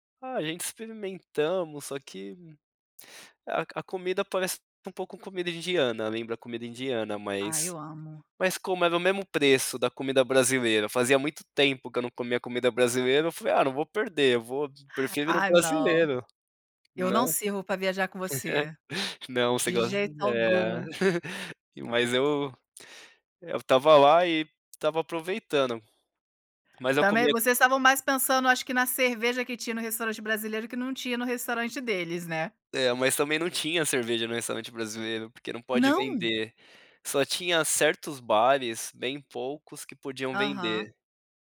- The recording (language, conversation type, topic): Portuguese, podcast, Me conta sobre uma viagem que despertou sua curiosidade?
- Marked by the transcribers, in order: inhale; laugh